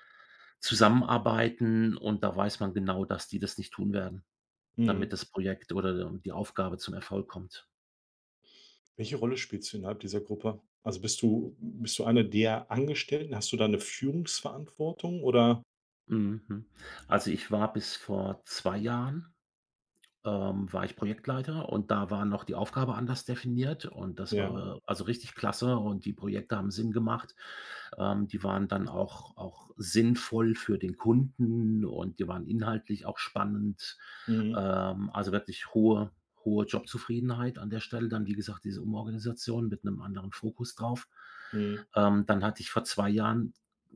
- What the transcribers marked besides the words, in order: none
- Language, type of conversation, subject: German, advice, Warum fühlt sich mein Job trotz guter Bezahlung sinnlos an?